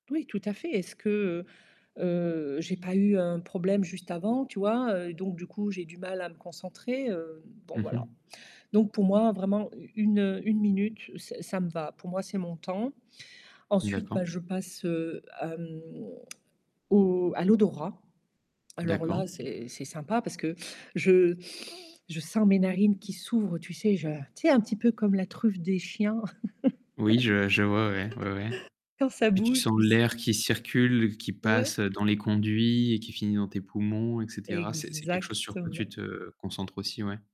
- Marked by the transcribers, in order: static; tsk; inhale; laugh; distorted speech; other background noise
- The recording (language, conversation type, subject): French, podcast, Comment commences-tu une séance de pleine conscience en extérieur ?